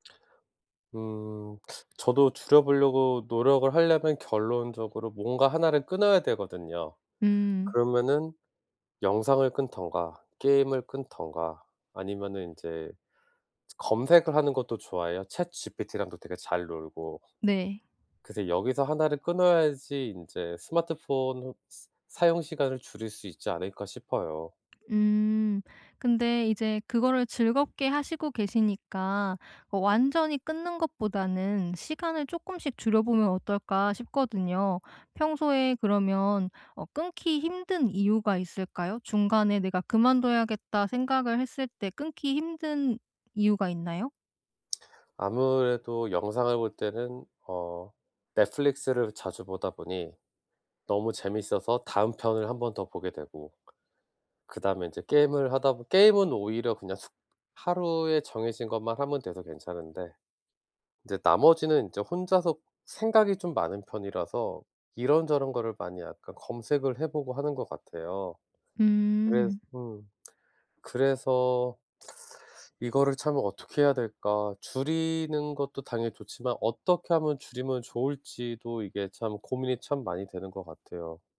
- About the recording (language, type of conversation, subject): Korean, advice, 하루 일과에 맞춰 규칙적인 수면 습관을 어떻게 시작하면 좋을까요?
- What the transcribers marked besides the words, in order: teeth sucking; other background noise; tapping; put-on voice: "넷플릭스를"; teeth sucking